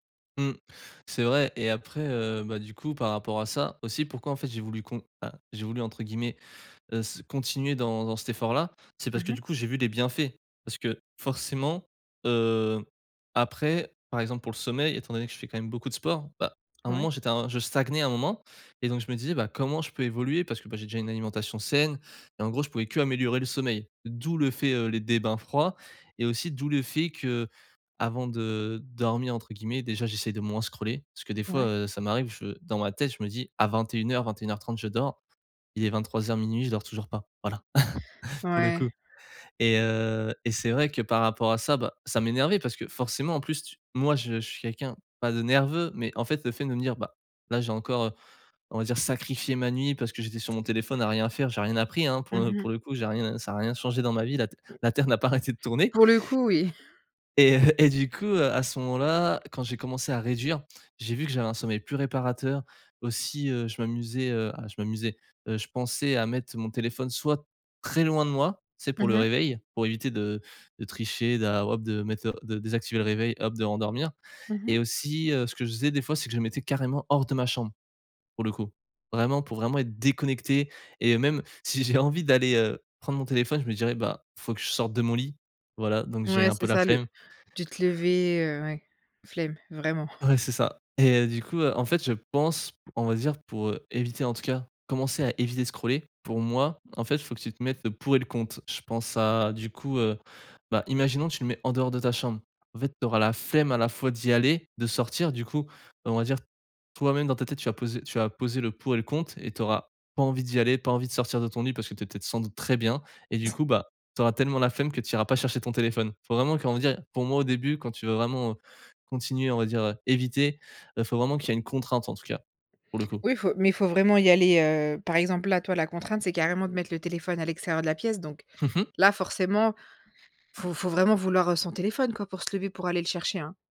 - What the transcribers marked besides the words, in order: chuckle; other background noise; laughing while speaking: "si j'ai"; tapping; chuckle
- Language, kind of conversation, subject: French, podcast, Comment éviter de scroller sans fin le soir ?